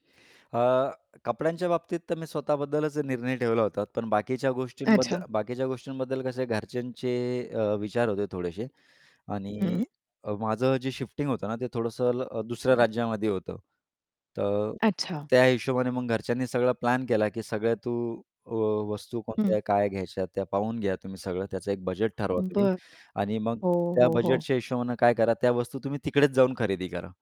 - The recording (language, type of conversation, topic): Marathi, podcast, कमी खरेदी करण्याची सवय तुम्ही कशी लावली?
- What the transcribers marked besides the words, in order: other background noise; distorted speech; tapping; mechanical hum